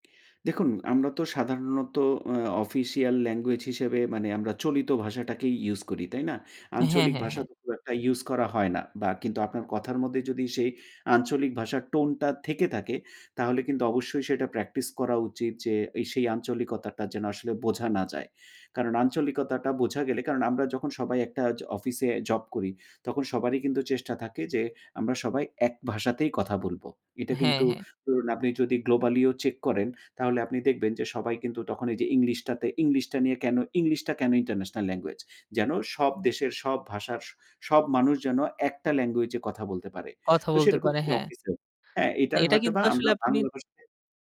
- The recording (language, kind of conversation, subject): Bengali, podcast, নতুন মানুষের সঙ্গে আপনি কীভাবে স্বচ্ছন্দে কথোপকথন শুরু করেন?
- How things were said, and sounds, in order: in English: "globally"